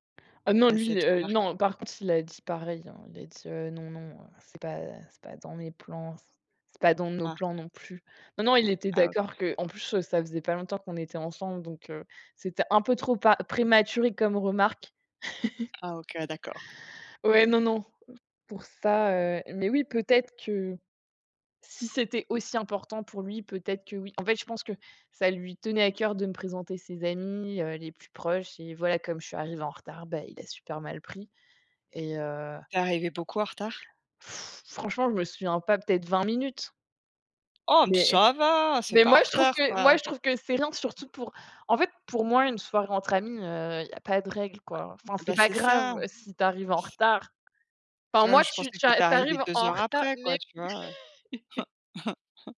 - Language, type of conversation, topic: French, unstructured, Quelles qualités recherches-tu chez un partenaire ?
- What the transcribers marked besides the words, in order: chuckle; blowing; stressed: "ça va"; stressed: "moi, je trouve que"; stressed: "grave"; stressed: "enfin, moi, tu tu tu arrives en retard, mais"; laugh; chuckle